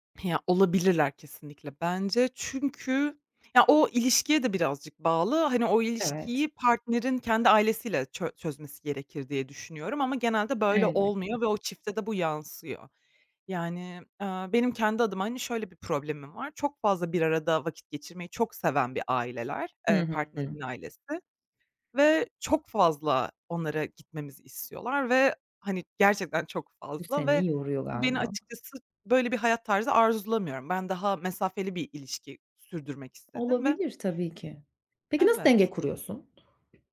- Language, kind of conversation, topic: Turkish, podcast, Bir ilişkiyi sürdürmek mi yoksa bitirmek mi gerektiğine nasıl karar verirsin?
- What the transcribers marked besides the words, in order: tapping; other background noise